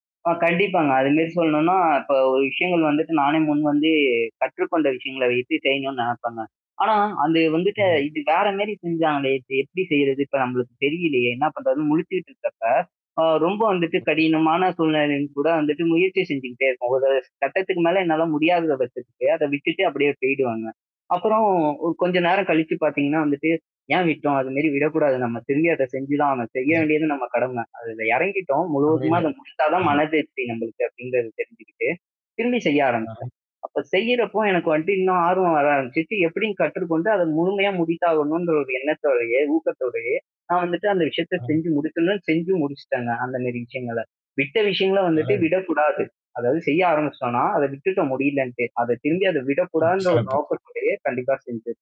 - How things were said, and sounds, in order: "மாரி" said as "மேரி"; other background noise; mechanical hum; static; "ஒரு" said as "ஒடு"; unintelligible speech; horn; unintelligible speech; other noise; distorted speech
- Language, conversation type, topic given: Tamil, podcast, புதிய திறமை ஒன்றை கற்றுக்கொள்ளத் தொடங்கும்போது நீங்கள் எப்படித் தொடங்குகிறீர்கள்?